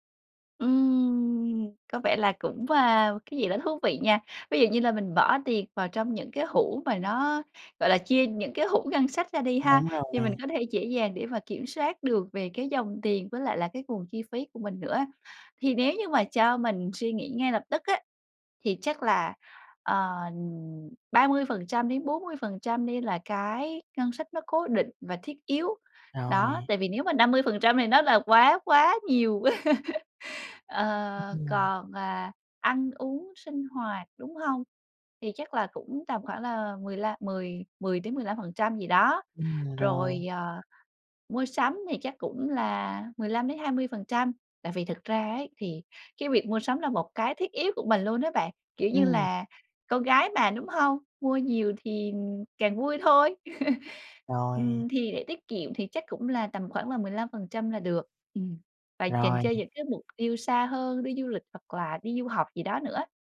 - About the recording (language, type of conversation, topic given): Vietnamese, advice, Làm sao tôi có thể quản lý ngân sách tốt hơn khi mua sắm?
- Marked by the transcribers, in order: laugh; tapping; laugh